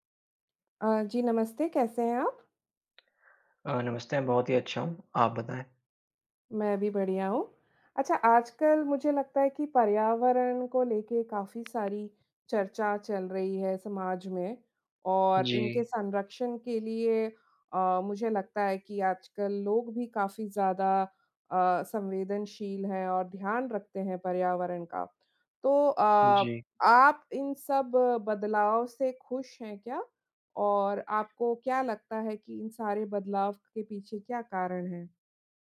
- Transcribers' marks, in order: tapping; other background noise
- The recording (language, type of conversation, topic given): Hindi, unstructured, क्या आपको यह देखकर खुशी होती है कि अब पर्यावरण संरक्षण पर ज़्यादा ध्यान दिया जा रहा है?